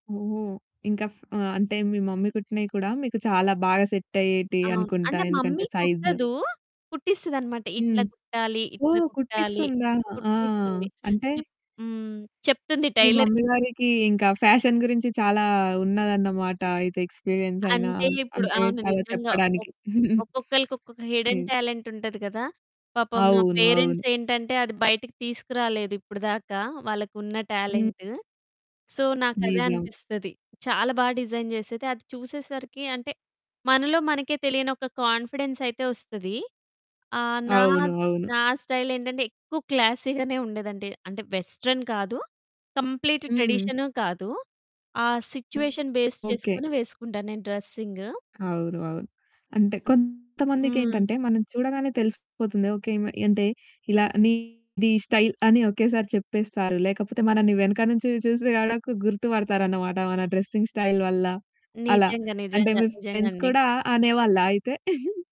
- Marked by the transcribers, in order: in English: "మమ్మీ"; in English: "సెట్"; distorted speech; in English: "మమ్మీ"; in English: "టైలర్‌కి"; in English: "మమ్మీ"; in English: "ఫ్యాషన్"; in English: "ఎక్స్‌పిరియన్స్"; giggle; other background noise; in English: "హిడెన్ టాలెంట్"; in English: "పేరెంట్స్"; in English: "సో"; in English: "డిజైన్"; in English: "కొ‌ఇన్ఫిడెన్స్"; in English: "స్టైల్"; in English: "క్లాసీ"; in English: "వెస్టర్న్"; in English: "కంప్లీట్"; in English: "సిట్యుయేషన్ బేస్"; in English: "స్టైల్"; in English: "డ్రెసింగ్ స్టైల్"; in English: "ఫ్రెండ్స్"; chuckle
- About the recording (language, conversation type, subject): Telugu, podcast, మీ దుస్తుల శైలి మీ వ్యక్తిత్వాన్ని ఎలా తెలియజేస్తుంది?